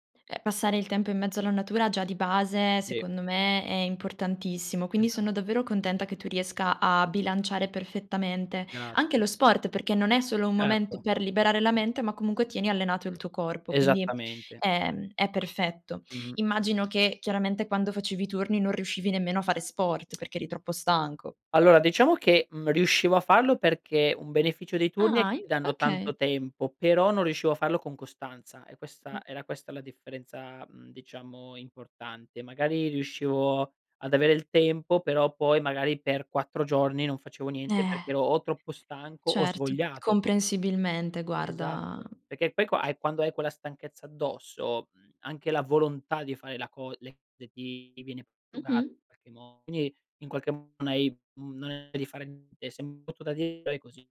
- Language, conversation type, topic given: Italian, podcast, Come bilanci lavoro e vita personale senza arrivare allo sfinimento?
- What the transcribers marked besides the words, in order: other background noise; drawn out: "Eh"; "prosciugata" said as "sciuga"; "niente" said as "nte"